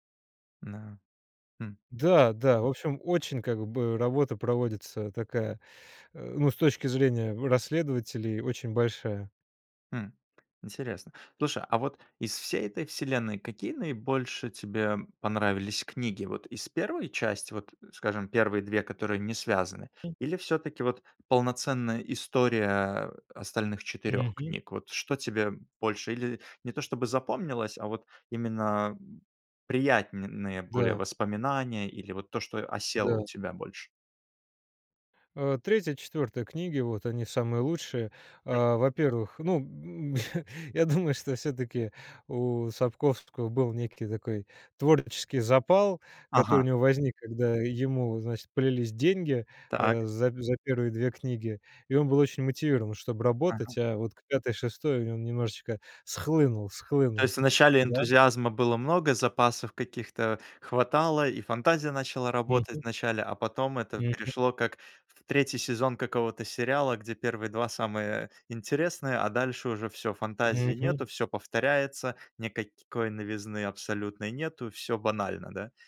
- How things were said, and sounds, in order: other background noise; other noise; laughing while speaking: "ну"
- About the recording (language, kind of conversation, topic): Russian, podcast, Какая книга помогает тебе убежать от повседневности?